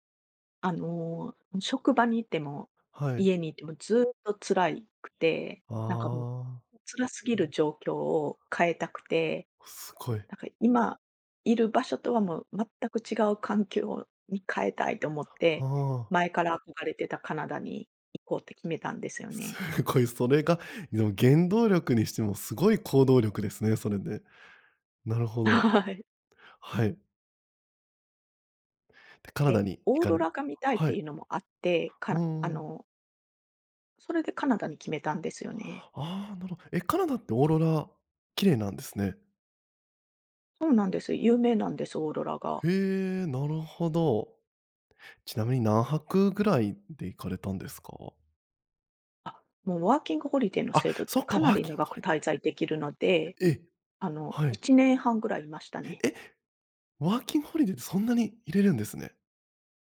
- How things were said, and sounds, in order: laughing while speaking: "はい"
- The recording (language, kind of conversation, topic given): Japanese, podcast, ひとり旅で一番忘れられない体験は何でしたか？